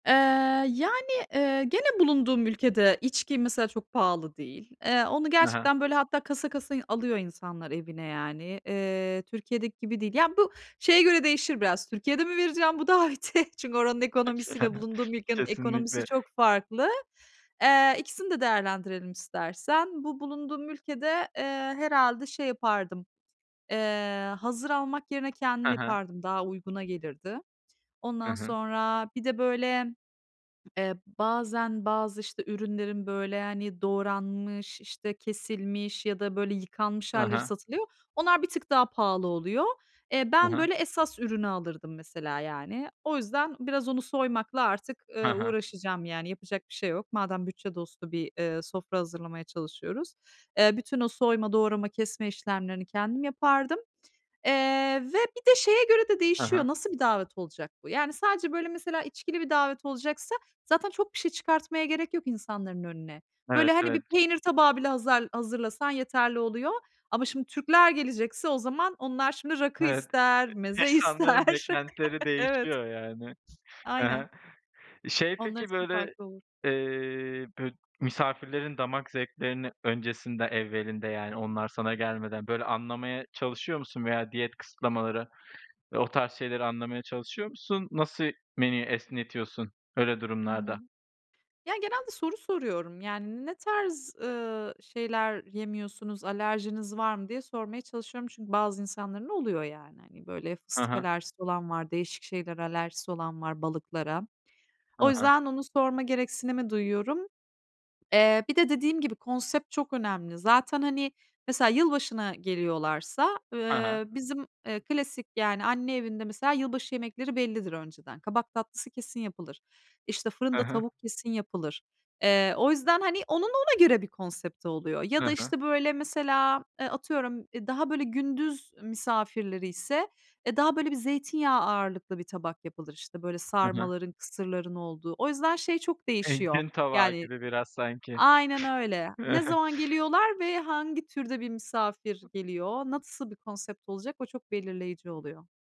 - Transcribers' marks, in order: other background noise; laughing while speaking: "daveti?"; unintelligible speech; chuckle; unintelligible speech; laughing while speaking: "ister"; chuckle; tapping; chuckle
- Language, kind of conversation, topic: Turkish, podcast, Bütçe dostu bir kutlama menüsünü nasıl planlarsın?